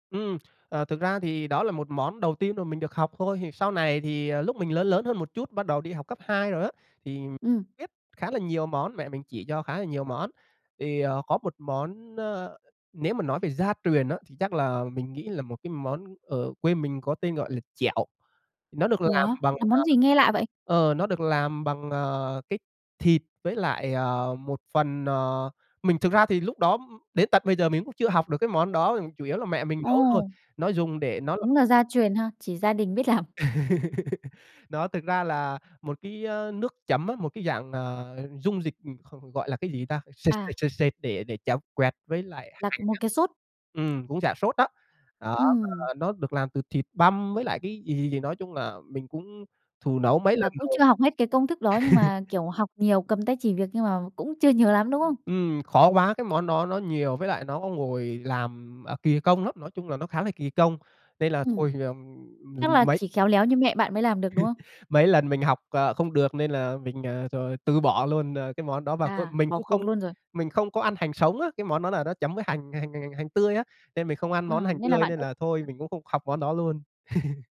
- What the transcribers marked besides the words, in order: tapping; laughing while speaking: "làm"; laugh; laugh; other background noise; unintelligible speech; laugh; unintelligible speech; laugh
- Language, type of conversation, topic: Vietnamese, podcast, Gia đình bạn truyền bí quyết nấu ăn cho con cháu như thế nào?